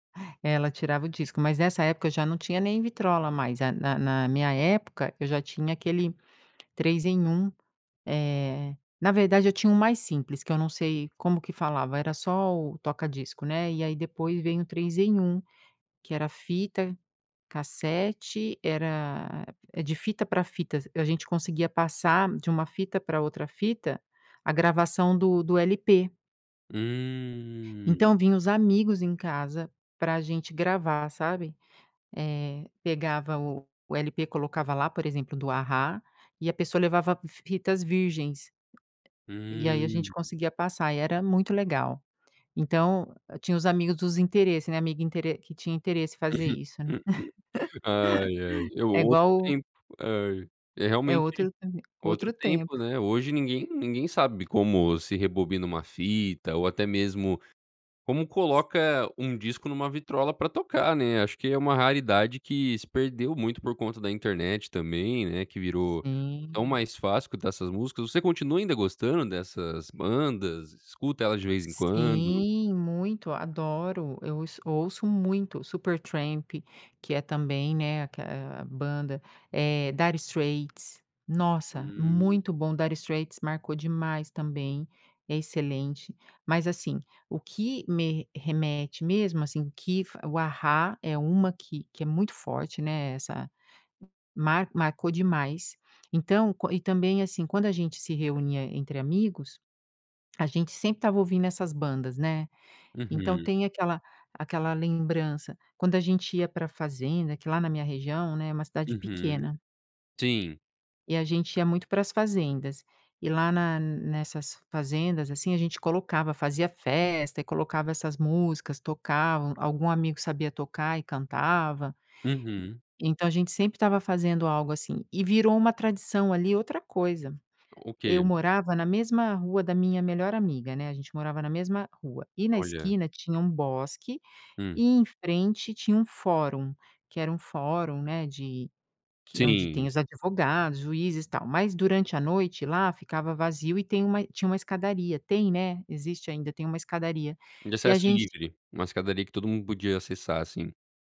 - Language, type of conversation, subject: Portuguese, podcast, Qual música antiga sempre te faz voltar no tempo?
- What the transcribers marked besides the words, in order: tapping; chuckle; laugh; other background noise